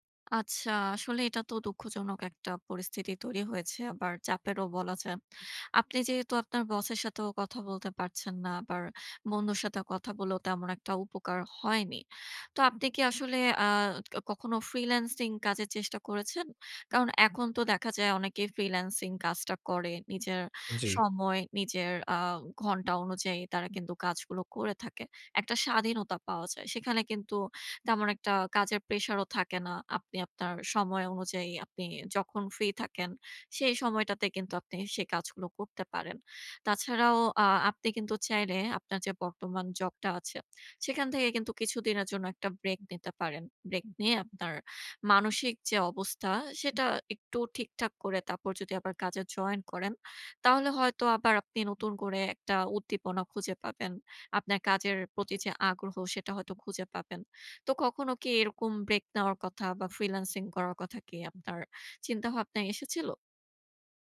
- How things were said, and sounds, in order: other background noise
- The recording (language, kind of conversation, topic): Bengali, advice, পারফেকশনিজমের কারণে সৃজনশীলতা আটকে যাচ্ছে